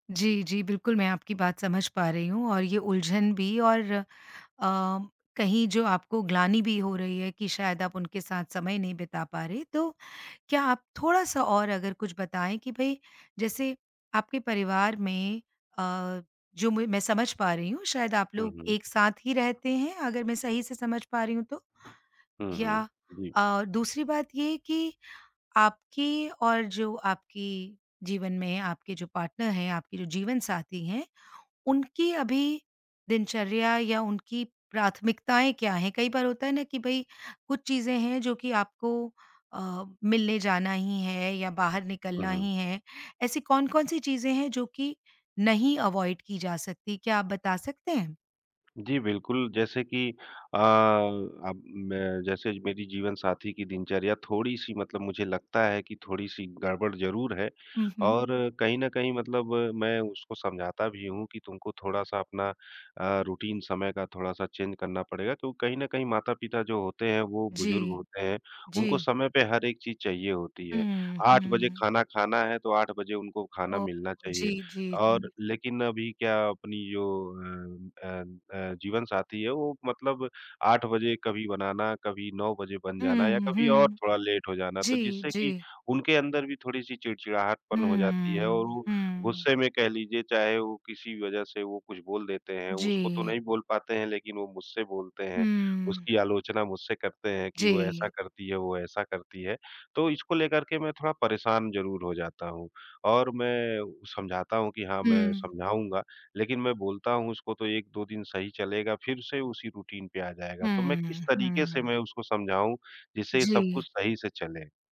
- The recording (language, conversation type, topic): Hindi, advice, शादी के बाद जीवनशैली बदलने पर माता-पिता की आलोचना से आप कैसे निपट रहे हैं?
- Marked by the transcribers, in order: in English: "पार्टनर"; in English: "अवॉइड"; in English: "रूटीन"; in English: "चेंज"; in English: "लेट"; in English: "रूटीन"